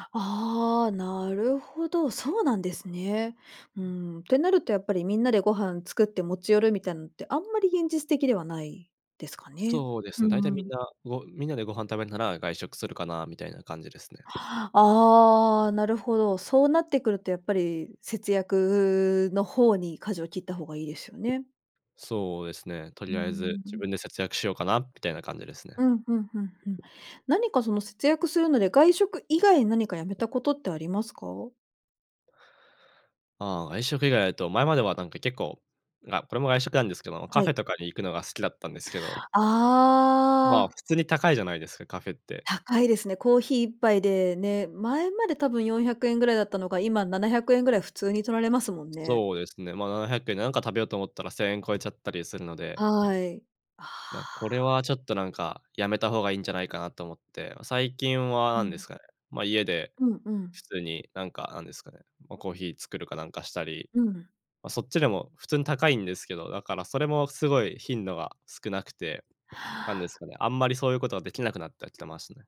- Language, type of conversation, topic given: Japanese, advice, 節約しすぎて生活の楽しみが減ってしまったのはなぜですか？
- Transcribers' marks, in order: other background noise; "なってきてますね" said as "なったりきてますね"